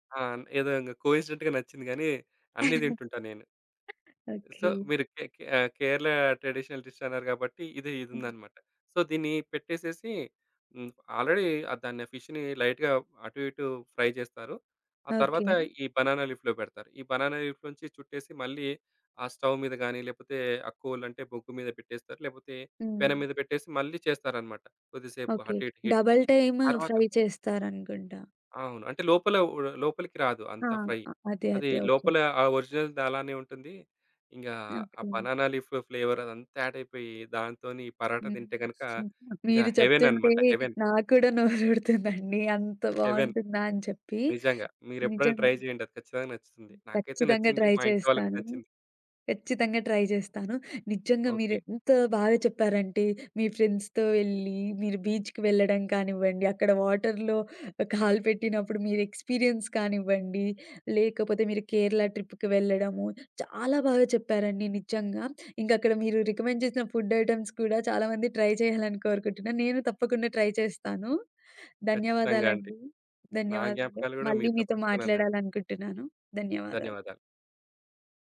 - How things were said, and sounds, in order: in English: "కోఇన్సిడెంట్‌గా"; chuckle; other background noise; in English: "సో"; in English: "ట్రెడిషనల్ డిష్"; in English: "సో"; in English: "ఆల్రెడీ"; in English: "ఫిష్‌ని లైట్‌గా"; in English: "ఫ్రై"; in English: "బనానా లీఫ్‌లో"; in English: "బనానా లీఫ్‌లో"; in English: "కోల్"; in English: "డబల్"; in English: "హిట్"; in English: "ఫ్రై"; in English: "ఫ్రై"; in English: "ఒరిజినల్‌ది"; in English: "బనానా లీఫ్"; in Hindi: "పరటా"; in English: "హెవెన్"; laughing while speaking: "నోరు ఊడుతుందండి"; in English: "హెవెన్"; in English: "ట్రై"; in English: "ట్రై"; in English: "ట్రై"; in English: "ఫ్రెండ్స్‌తో"; in English: "బీచ్‌కి"; in English: "వాటర్‌లో"; in English: "ఎక్స్‌పిరియన్స్"; in English: "ట్రిప్‌కి"; in English: "రికమెండ్"; in English: "ఫుడ్ ఐటెమ్స్"; in English: "ట్రై"; in English: "ట్రై"
- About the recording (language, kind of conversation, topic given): Telugu, podcast, మీకు గుర్తుండిపోయిన ఒక జ్ఞాపకాన్ని చెప్పగలరా?